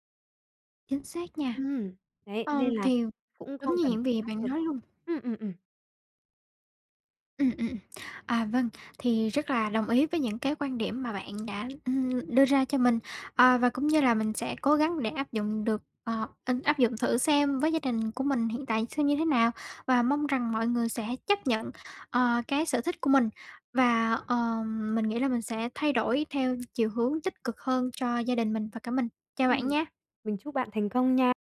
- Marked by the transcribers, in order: other background noise; tapping
- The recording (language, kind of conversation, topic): Vietnamese, advice, Làm sao tôi có thể giữ được bản sắc riêng và tự do cá nhân trong gia đình và cộng đồng?